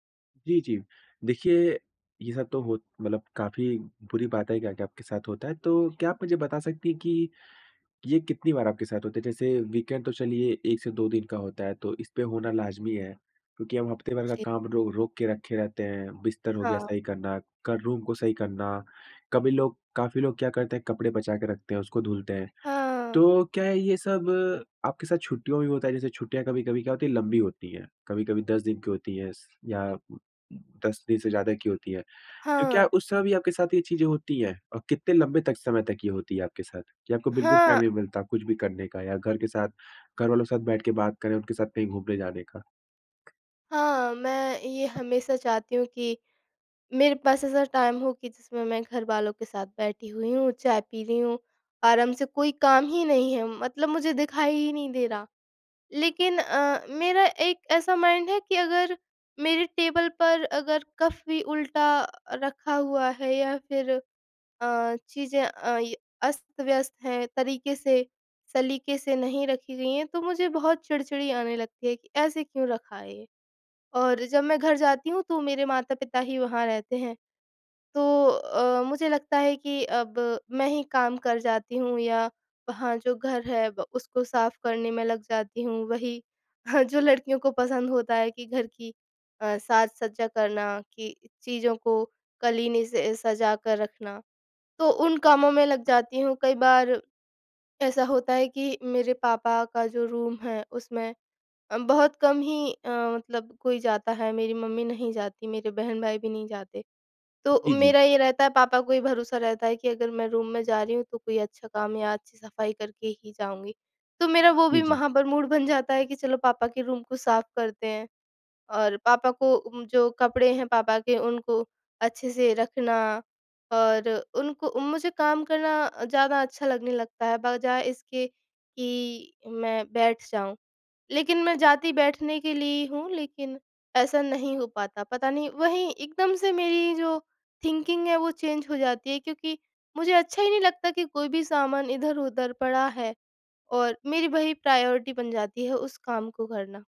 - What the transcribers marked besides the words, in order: in English: "टाइम"; tapping; in English: "माइंड"; "कप" said as "कफ"; chuckle; in English: "थिंकिंग"; in English: "चेंज"; in English: "प्रायोरिटी"
- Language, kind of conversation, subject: Hindi, advice, छुट्टियों या सप्ताहांत में भी काम के विचारों से मन को आराम क्यों नहीं मिल पाता?